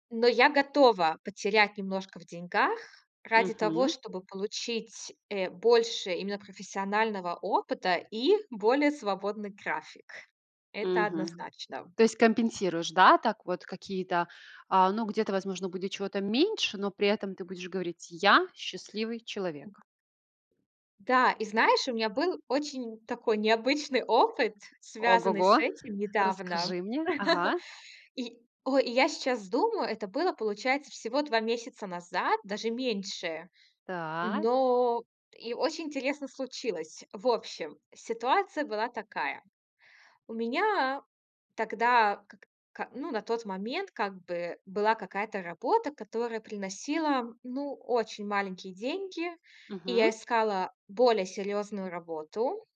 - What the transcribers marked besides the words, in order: tapping; unintelligible speech; background speech; chuckle
- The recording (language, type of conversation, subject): Russian, podcast, Когда стоит менять работу ради счастья?